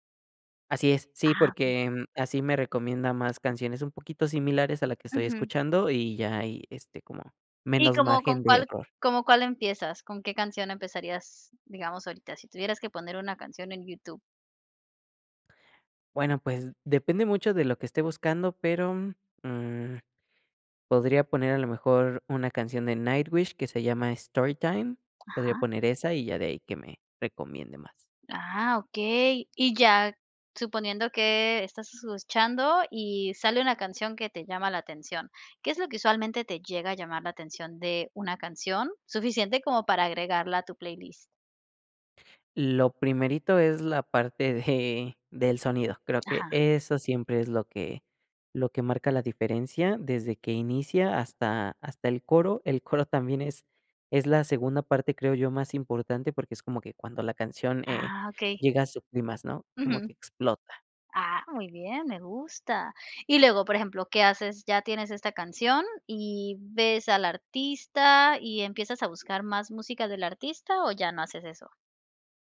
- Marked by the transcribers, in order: tapping; chuckle
- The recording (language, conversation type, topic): Spanish, podcast, ¿Cómo descubres nueva música hoy en día?